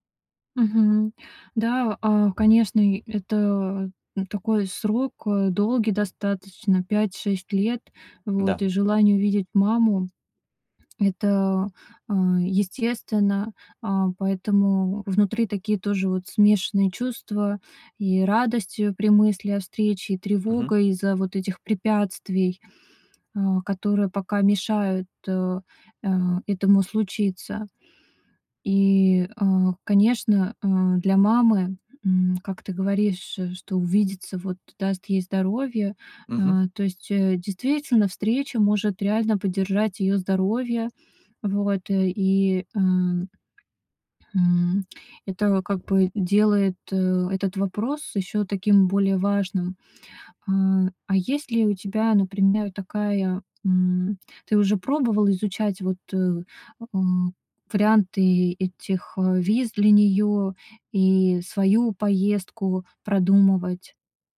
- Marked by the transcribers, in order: tapping; other background noise
- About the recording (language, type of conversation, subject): Russian, advice, Как справляться с уходом за пожилым родственником, если неизвестно, как долго это продлится?